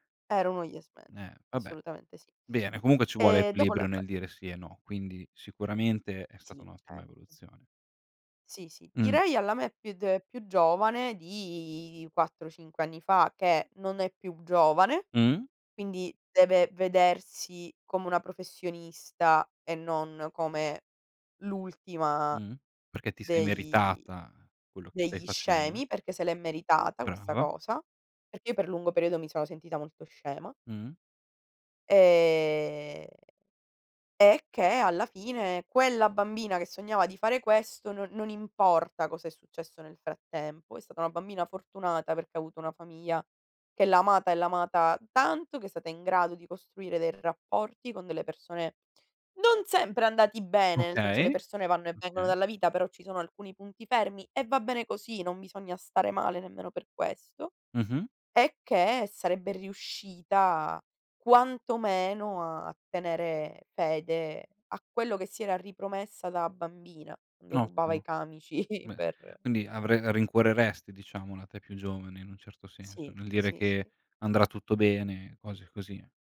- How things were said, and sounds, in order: drawn out: "di"; drawn out: "Ehm"; laughing while speaking: "camici"
- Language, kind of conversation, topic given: Italian, podcast, Che consiglio daresti al tuo io più giovane?